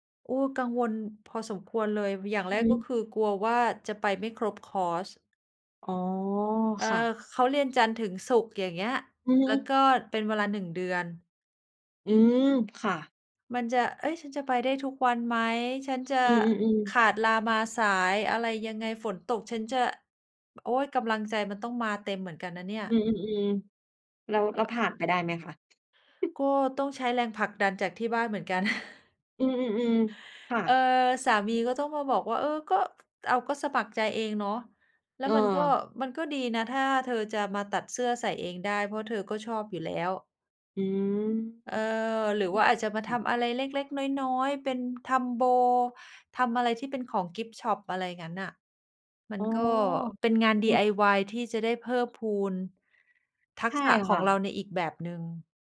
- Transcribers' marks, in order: chuckle; chuckle; other background noise
- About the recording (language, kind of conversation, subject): Thai, unstructured, คุณเริ่มต้นฝึกทักษะใหม่ ๆ อย่างไรเมื่อไม่มีประสบการณ์?
- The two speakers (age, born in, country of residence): 30-34, Thailand, Thailand; 45-49, Thailand, Thailand